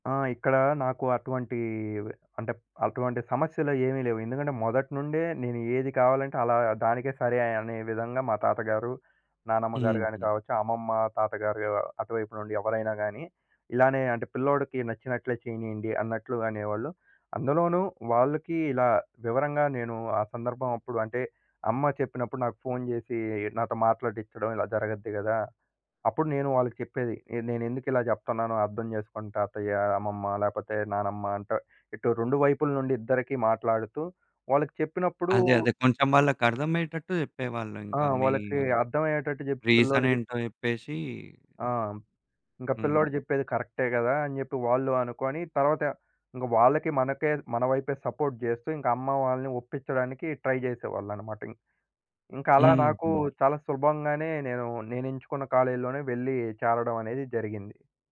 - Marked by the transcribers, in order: other background noise; in English: "సపోర్ట్"; in English: "ట్రై"; in English: "కాలేజ్‌లోనే"
- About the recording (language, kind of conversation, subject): Telugu, podcast, మీ ఇంట్లో పెద్దలను గౌరవంగా చూసుకునే విధానం ఎలా ఉంటుంది?